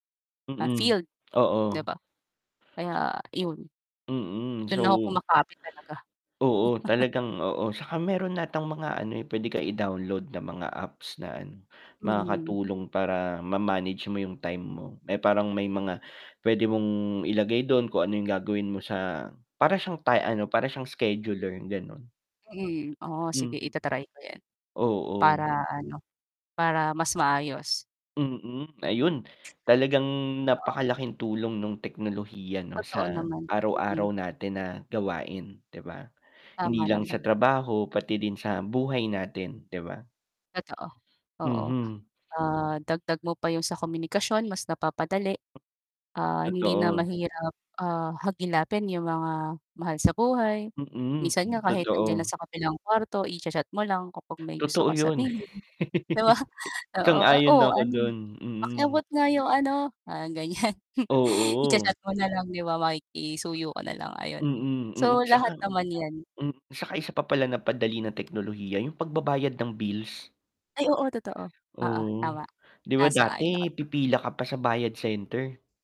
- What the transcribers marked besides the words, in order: lip smack; other background noise; static; distorted speech; chuckle; mechanical hum; drawn out: "Talagang"; tapping; laugh; laughing while speaking: "'Di ba? oo, oo, Oh … na lang, ayon"
- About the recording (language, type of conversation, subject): Filipino, unstructured, Paano nakatutulong ang teknolohiya sa pagpapadali ng mga pang-araw-araw na gawain?